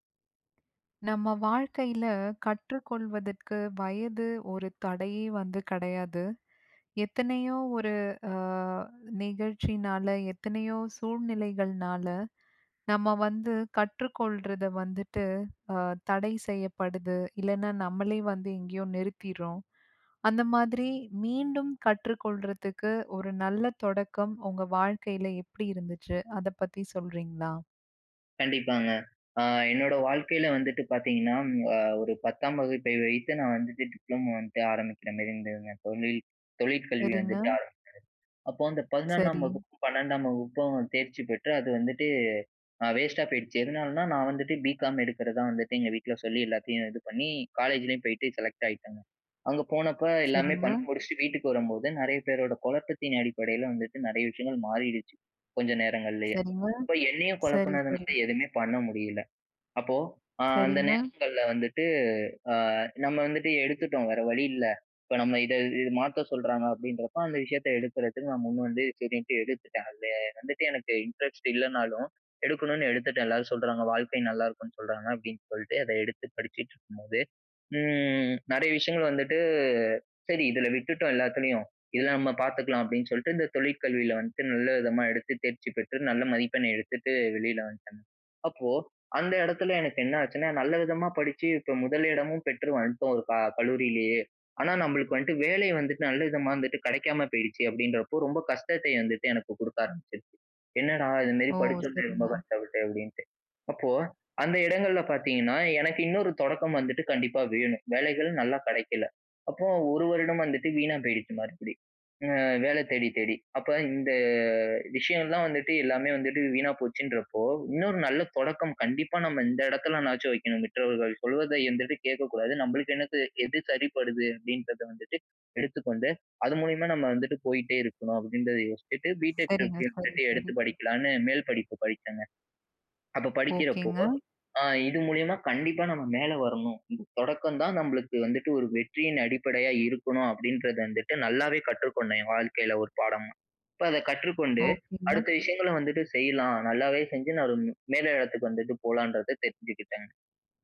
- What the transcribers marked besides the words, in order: other noise; other background noise; drawn out: "அ"; drawn out: "ம்"; drawn out: "விஷயங்கள்"; "வந்துட்டோம்" said as "வன்ட்டோம்"; drawn out: "இந்த"; in English: "பிடெக் ட்ரிபிள்ளி"
- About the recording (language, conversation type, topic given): Tamil, podcast, மீண்டும் கற்றலைத் தொடங்குவதற்கு சிறந்த முறையெது?